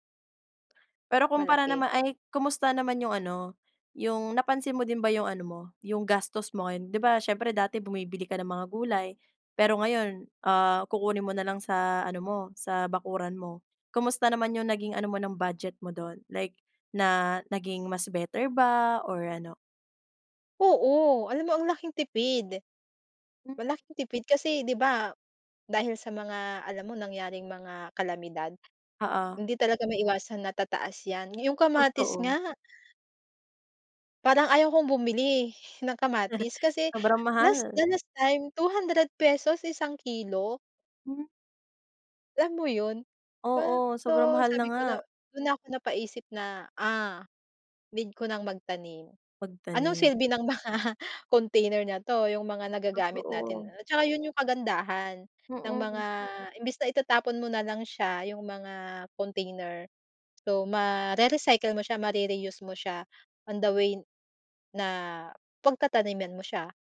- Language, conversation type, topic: Filipino, podcast, Paano ka magsisimulang magtanim kahit maliit lang ang espasyo sa bahay?
- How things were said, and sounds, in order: other background noise; tapping; exhale; laugh; in English: "the last time"; laughing while speaking: "mga"